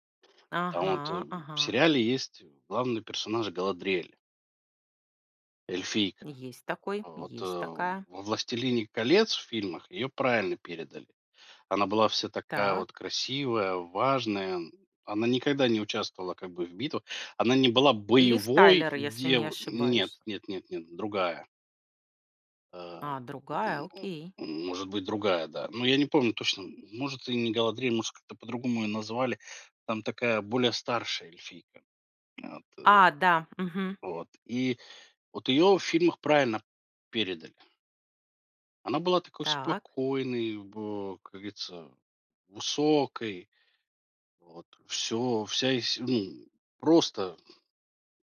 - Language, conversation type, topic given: Russian, podcast, Что делает экранизацию книги удачной?
- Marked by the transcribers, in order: tapping; other background noise